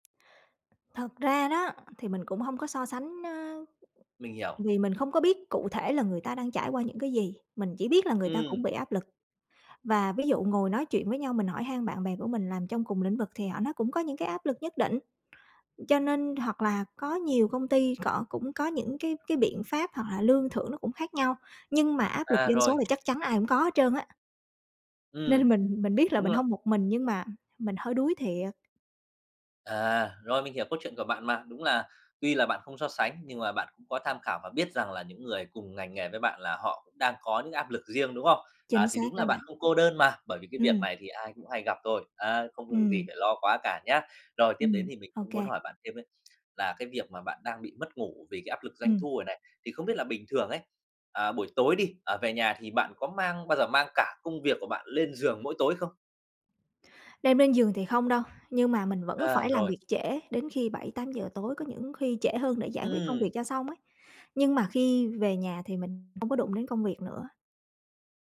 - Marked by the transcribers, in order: tapping; other background noise
- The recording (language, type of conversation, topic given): Vietnamese, advice, Làm thế nào để cải thiện giấc ngủ khi bạn bị mất ngủ vì áp lực doanh thu và mục tiêu tăng trưởng?
- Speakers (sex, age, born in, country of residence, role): female, 35-39, Vietnam, Vietnam, user; male, 30-34, Vietnam, Vietnam, advisor